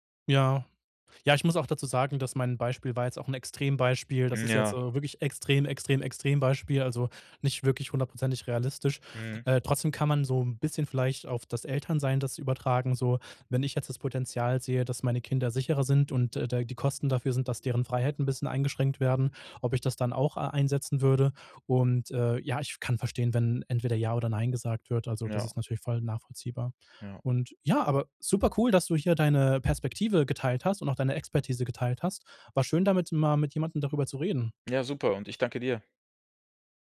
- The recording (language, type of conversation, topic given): German, podcast, Mal ehrlich: Was ist dir wichtiger – Sicherheit oder Freiheit?
- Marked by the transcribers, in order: none